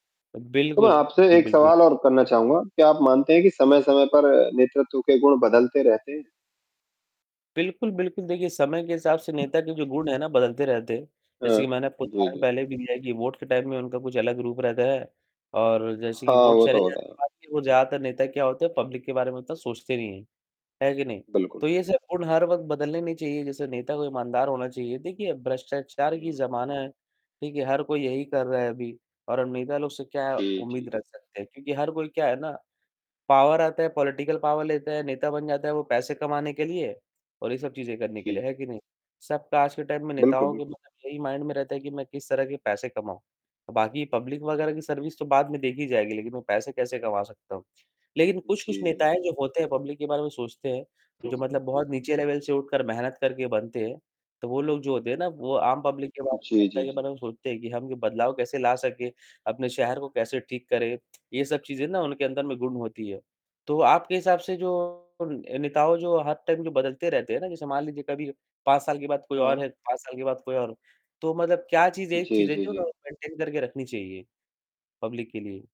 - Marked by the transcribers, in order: distorted speech; other background noise; in English: "टाइम"; in English: "पब्लिक"; in English: "पावर"; in English: "पॉलिटिकल पावर"; in English: "टाइम"; in English: "माइंड"; in English: "पब्लिक"; in English: "सर्विस"; in English: "पब्लिक"; in English: "लेवल"; in English: "पब्लिक"; in English: "टाइम"; in English: "मेंटेन"; in English: "पब्लिक"
- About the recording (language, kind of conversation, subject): Hindi, unstructured, आपके हिसाब से एक अच्छे नेता में कौन-कौन से गुण होने चाहिए?